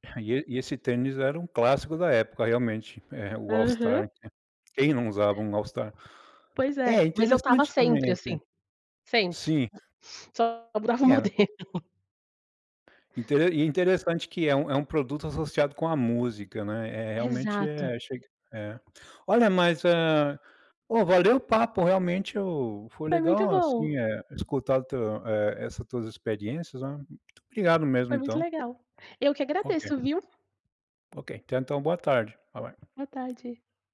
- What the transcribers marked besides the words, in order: other background noise; laughing while speaking: "o modelo"; in English: "bye, bye"; tapping
- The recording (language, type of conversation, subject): Portuguese, podcast, Como as músicas mudam o seu humor ao longo do dia?